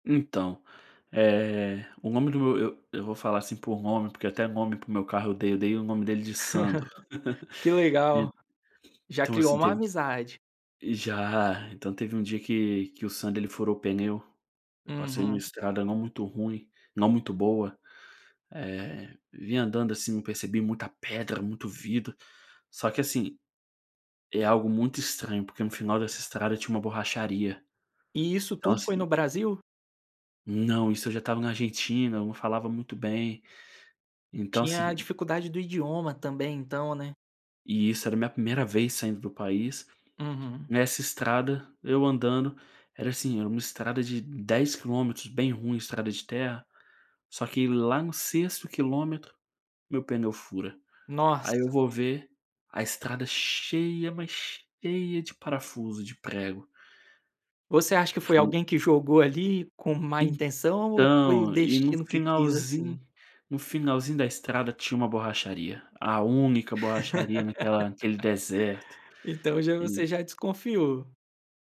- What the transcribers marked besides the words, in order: laugh; tapping; laugh
- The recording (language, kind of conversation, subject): Portuguese, podcast, Qual é um conselho prático para quem vai viajar sozinho?